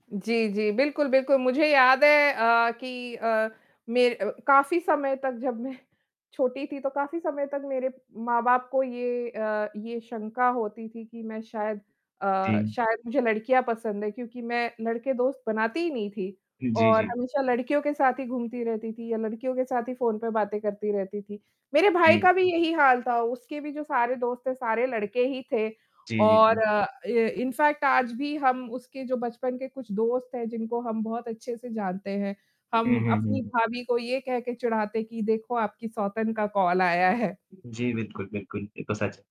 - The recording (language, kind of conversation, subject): Hindi, unstructured, दोस्ती में सबसे ज़रूरी चीज़ क्या होती है?
- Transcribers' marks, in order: static; in English: "इ इन फैक्ट"; distorted speech